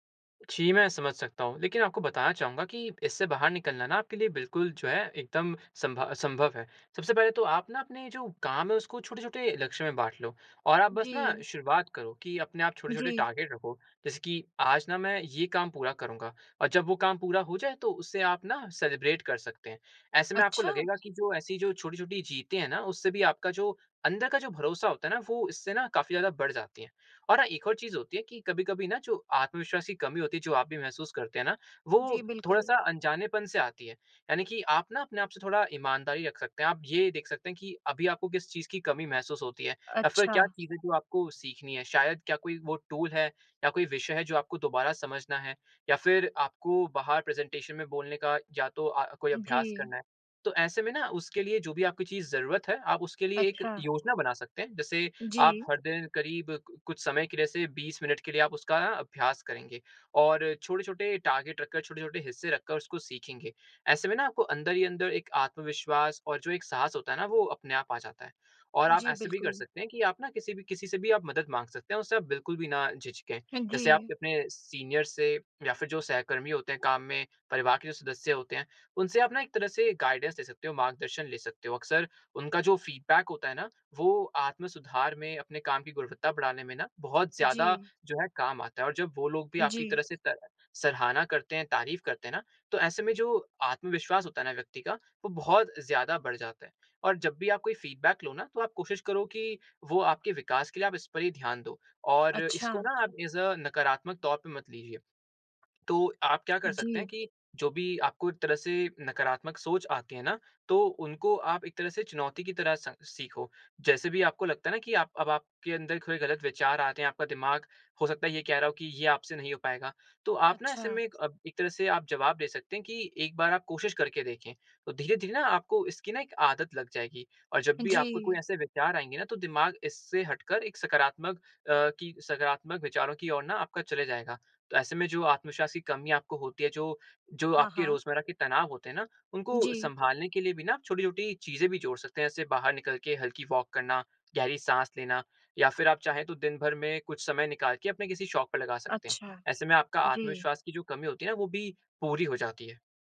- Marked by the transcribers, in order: in English: "टारगेट"; in English: "सेलिब्रेट"; in English: "टूल"; in English: "प्रेज़ेंटेशन"; in English: "टारगेट"; in English: "सीनियर्स"; in English: "गाइडेंस"; in English: "फ़ीडबैक"; in English: "फ़ीडबैक"; in English: "एज़ अ"; in English: "वॉक"
- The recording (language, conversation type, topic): Hindi, advice, मैं नए काम में आत्मविश्वास की कमी महसूस करके खुद को अयोग्य क्यों मान रहा/रही हूँ?